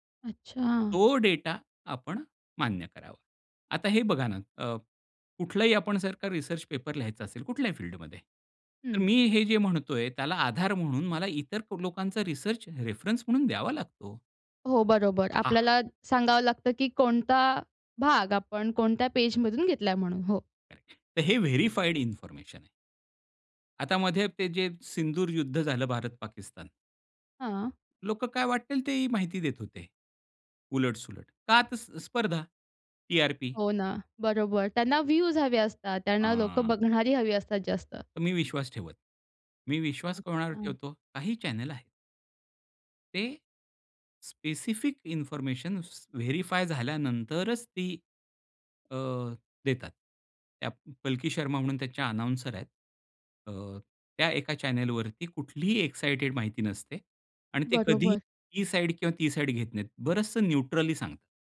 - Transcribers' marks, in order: in English: "रेफरन्स"; other background noise; unintelligible speech; in English: "व्हेरिफाईड इन्फॉर्मेशन"; in English: "चॅनेल"; in English: "चॅनेलवरती"; in English: "न्यूट्रली"
- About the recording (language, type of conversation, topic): Marathi, podcast, निवडून सादर केलेल्या माहितीस आपण विश्वासार्ह कसे मानतो?